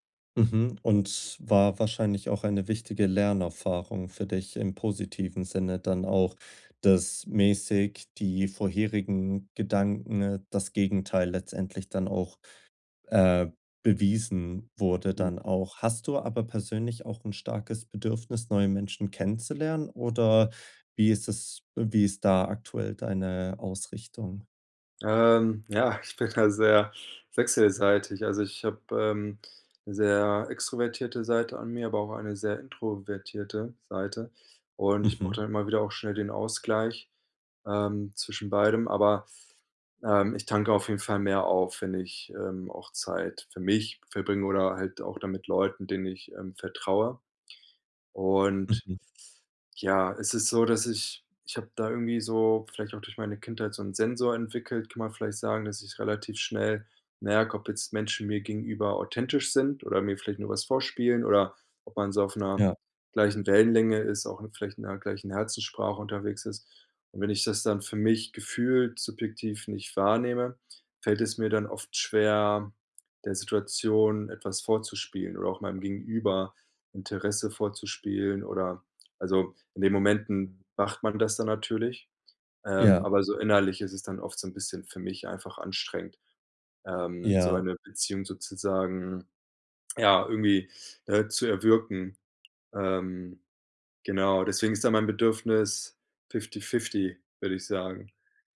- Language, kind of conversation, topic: German, advice, Wie kann ich meine negativen Selbstgespräche erkennen und verändern?
- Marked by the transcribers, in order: laughing while speaking: "ja, ich bin da"; stressed: "mich"; in English: "fifty fifty"